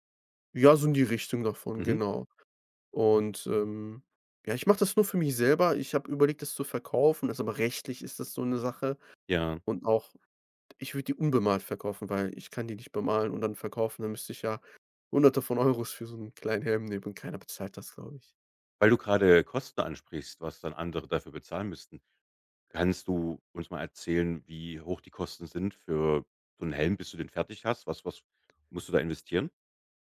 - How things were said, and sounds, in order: stressed: "rechtlich"
- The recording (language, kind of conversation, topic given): German, podcast, Was war dein bisher stolzestes DIY-Projekt?
- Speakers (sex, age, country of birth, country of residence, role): male, 25-29, Germany, Germany, guest; male, 35-39, Germany, Germany, host